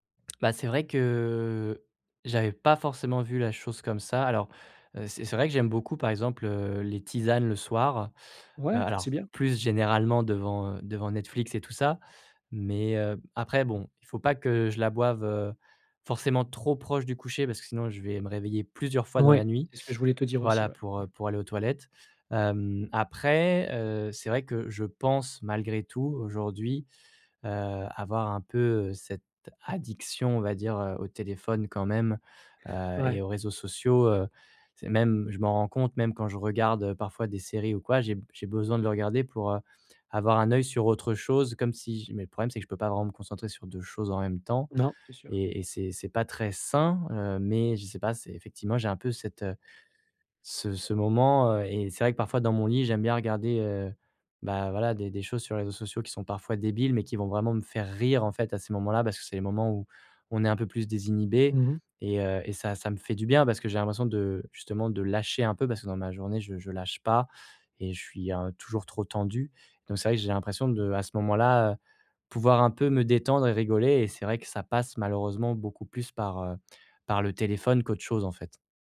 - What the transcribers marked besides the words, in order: drawn out: "que"; stressed: "pas"; unintelligible speech
- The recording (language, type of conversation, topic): French, advice, Pourquoi est-ce que je me réveille plusieurs fois par nuit et j’ai du mal à me rendormir ?